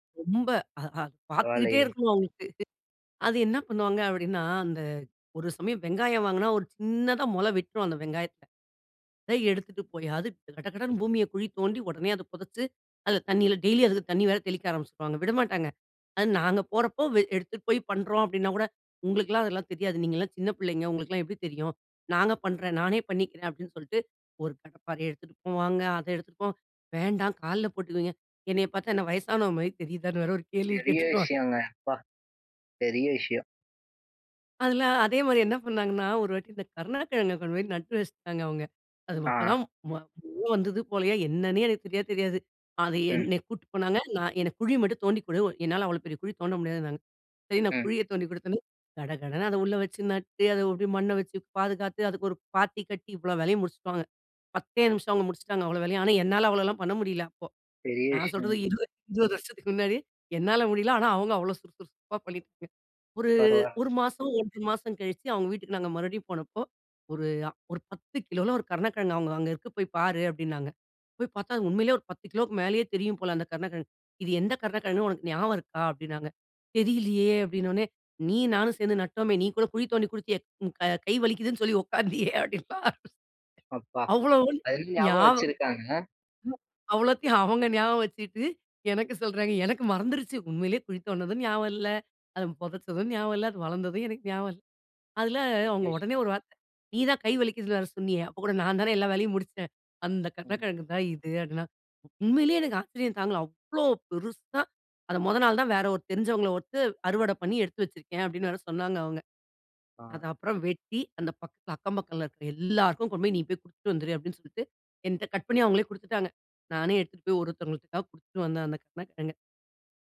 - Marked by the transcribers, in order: in English: "டெய்லி"; surprised: "பெரிய விஷயங்க, அப்பா! பெரிய விஷயம்"; laughing while speaking: "அதுல, அதேமாரி என்ன பண்ணாங்கன்னா, ஒரு வாட்டி இந்த கருணக்கிழங்க கொண்டுபோய் நட்டு வச்சிட்டாங்க அவங்க"; unintelligible speech; other background noise; laughing while speaking: "இது எந்த கருணக்கிழங்கு உனக்கு ஞாபகம் … எனக்கு ஞாபகம் இல்ல"; surprised: "அவ்வளோ பெருசா!"; "விட்டு" said as "ஒத்து"
- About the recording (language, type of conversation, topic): Tamil, podcast, முதியோரின் பங்கு மற்றும் எதிர்பார்ப்புகளை நீங்கள் எப்படிச் சமாளிப்பீர்கள்?